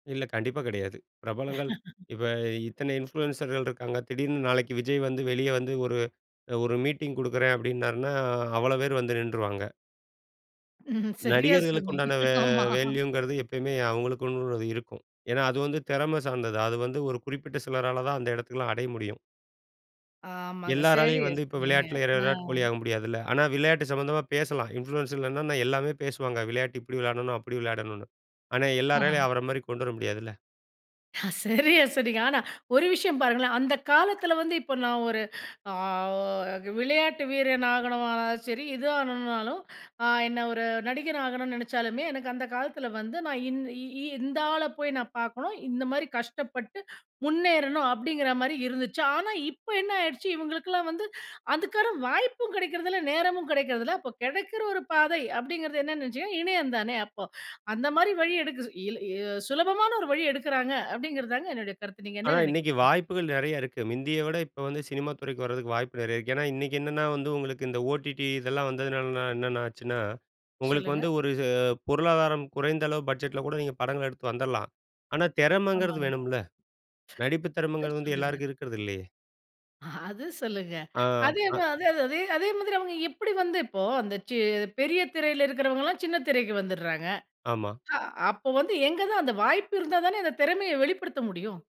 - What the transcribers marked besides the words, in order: laugh; in English: "இன்ஃப்ளூயன்சர்கள்"; laughing while speaking: "ம்ஹ்ம் சரியா சொன்னீங்க. ஆமா"; drawn out: "உண்டான"; in English: "வேல்யூங்கிறது"; in English: "இன்ஃப்ளூயன்ஸ்ல"; laughing while speaking: "ஹ சரியா சொன்னீங்க"; "முந்திய" said as "மிந்திய"; other noise; unintelligible speech
- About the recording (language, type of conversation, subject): Tamil, podcast, பாரம்பரிய நட்சத்திரங்களுக்கும் இன்றைய சமூக ஊடக தாக்கம் செலுத்துபவர்களுக்கும் இடையே என்ன வேறுபாடு உள்ளது?